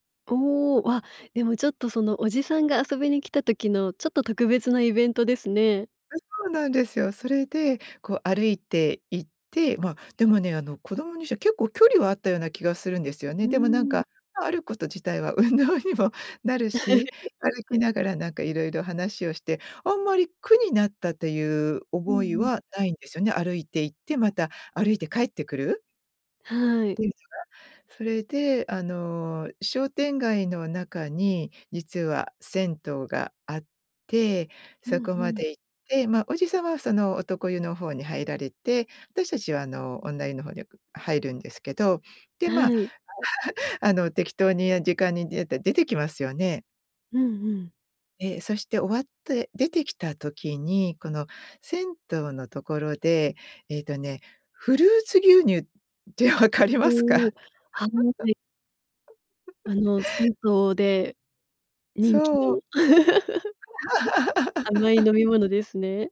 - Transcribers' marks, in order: chuckle; laughing while speaking: "運動にもなるし"; unintelligible speech; chuckle; laughing while speaking: "わかりますか？"; laugh; chuckle; laugh
- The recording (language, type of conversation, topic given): Japanese, podcast, 子どもの頃にほっとする味として思い出すのは何ですか？